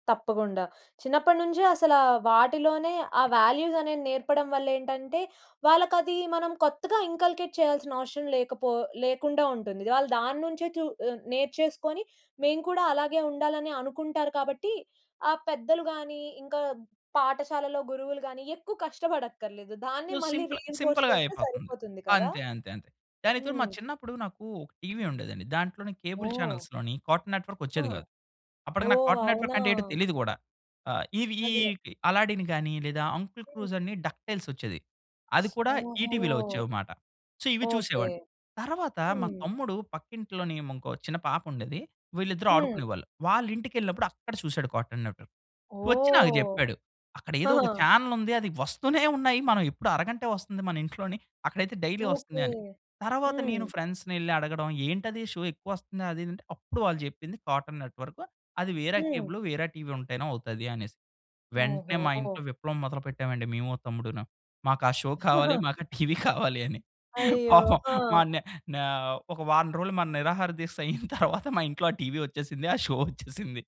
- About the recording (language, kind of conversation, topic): Telugu, podcast, చిన్నప్పుడు మీకు ఇష్టమైన టెలివిజన్ కార్యక్రమం ఏది?
- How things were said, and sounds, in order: in English: "వాల్యూస్"; in English: "ఇన్కల్కేట్"; in English: "సో సింపుల్"; in English: "రీఎన్ఫోర్స్"; in English: "కేబుల్ చానెల్స్‌లోని"; in English: "సో"; chuckle; in English: "చానెల్"; in English: "డైలీ"; in English: "షో"; chuckle; in English: "షో"; laughing while speaking: "టీవీ కావాలి అని. పాపం మనే … ఆ షో వచ్చేసింది"; in English: "షో"